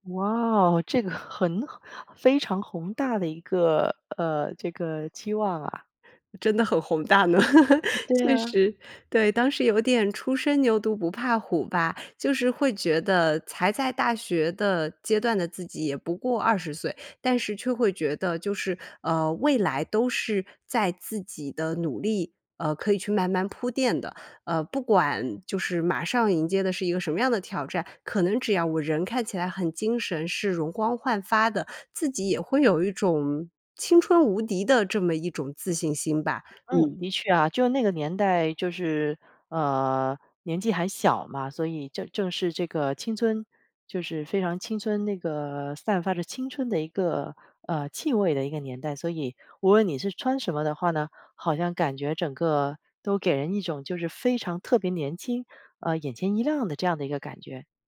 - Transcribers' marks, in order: laugh
- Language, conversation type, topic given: Chinese, podcast, 你是否有过通过穿衣打扮提升自信的经历？